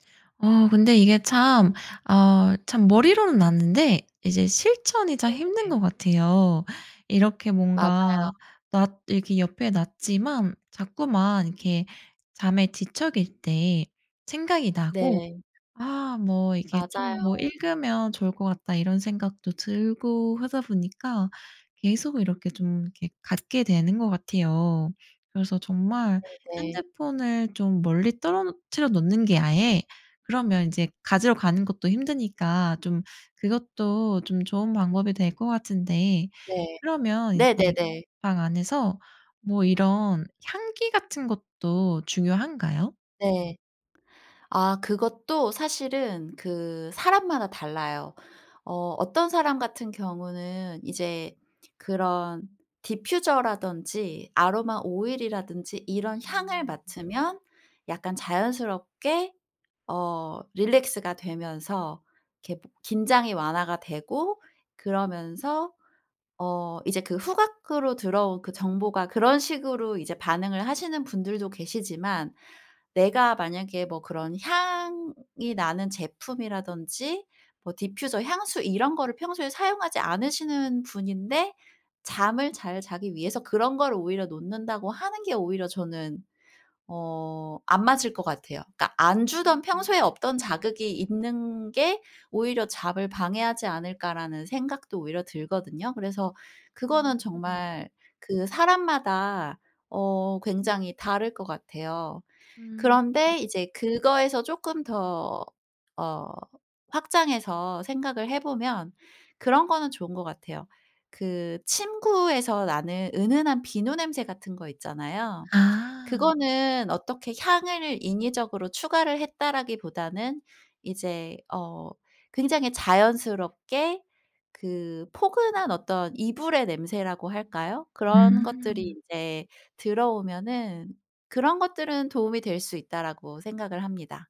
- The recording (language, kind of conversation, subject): Korean, podcast, 숙면을 돕는 침실 환경의 핵심은 무엇인가요?
- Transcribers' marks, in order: other background noise